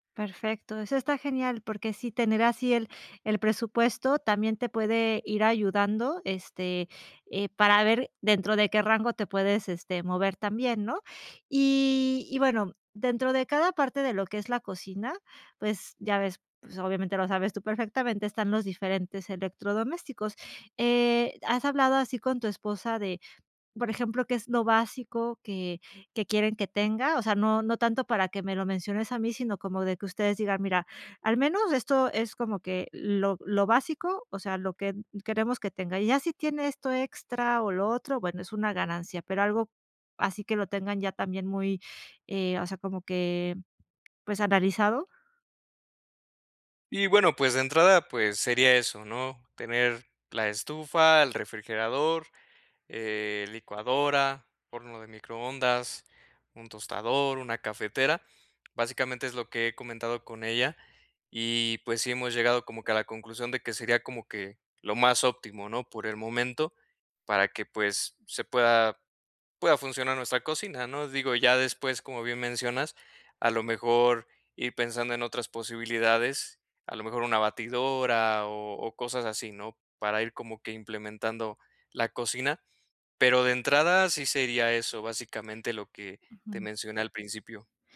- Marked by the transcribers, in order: none
- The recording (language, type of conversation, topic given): Spanish, advice, ¿Cómo puedo encontrar productos con buena relación calidad-precio?